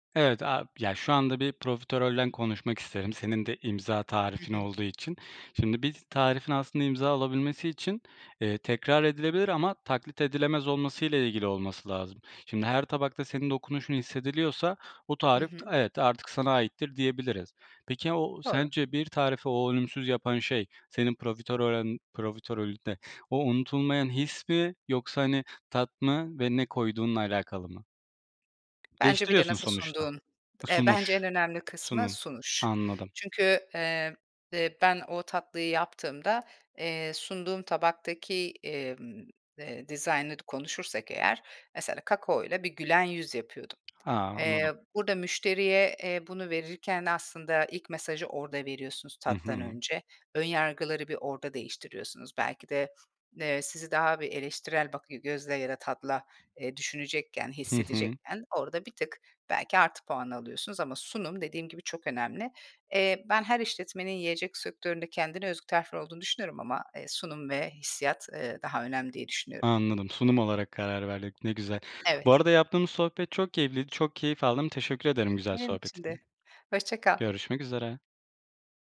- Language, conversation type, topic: Turkish, podcast, Kendi imzanı taşıyacak bir tarif yaratmaya nereden başlarsın?
- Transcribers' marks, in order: tapping; other background noise